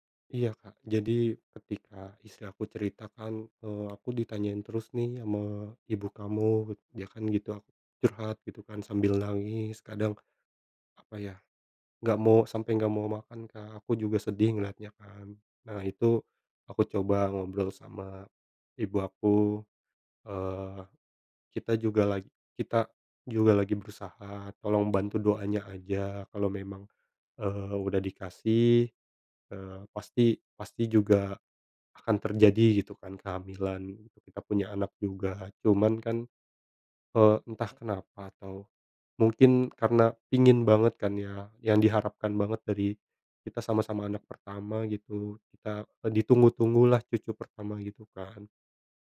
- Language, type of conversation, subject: Indonesian, advice, Apakah Anda diharapkan segera punya anak setelah menikah?
- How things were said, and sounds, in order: none